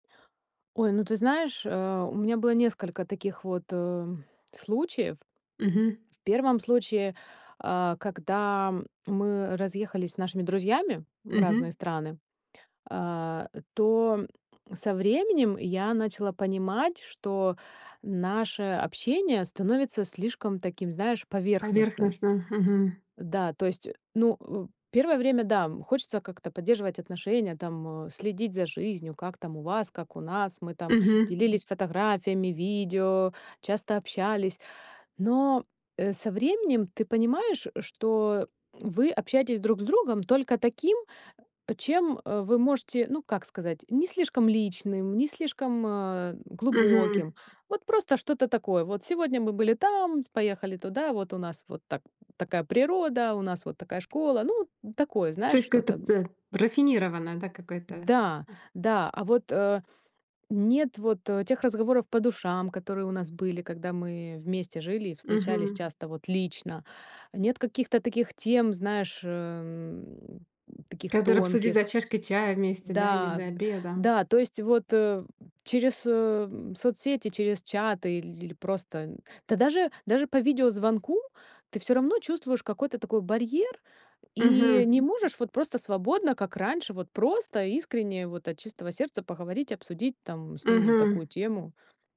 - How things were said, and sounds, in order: other noise; tapping
- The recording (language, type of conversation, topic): Russian, podcast, Как социальные сети меняют реальные взаимоотношения?